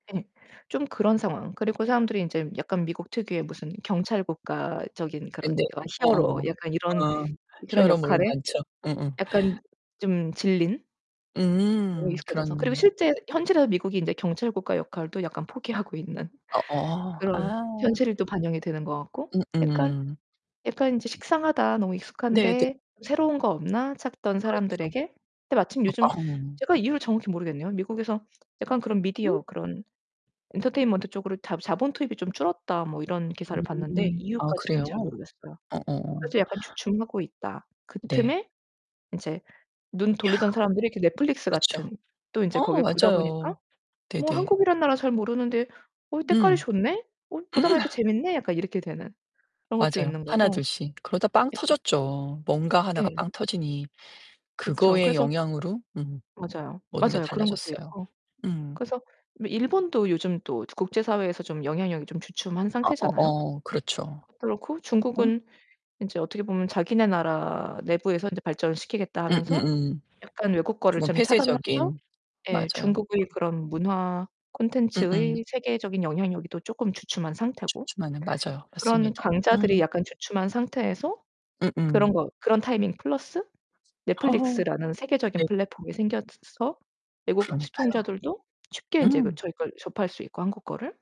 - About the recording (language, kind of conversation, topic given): Korean, podcast, 한국 드라마가 전 세계에서 이렇게 인기를 끄는 비결은 무엇이라고 보시나요?
- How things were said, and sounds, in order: distorted speech; laughing while speaking: "포기하고"; laughing while speaking: "음"